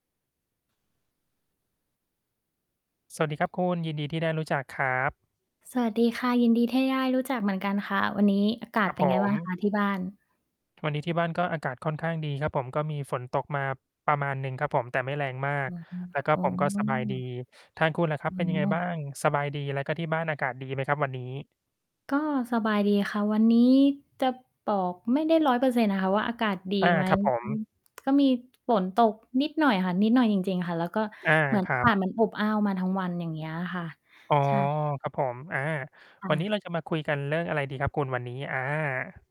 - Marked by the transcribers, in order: other background noise; "ที่ได้" said as "เท่ย่าย"; distorted speech; mechanical hum; tapping
- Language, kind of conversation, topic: Thai, unstructured, คนส่วนใหญ่มักรับมือกับความสูญเสียอย่างไร?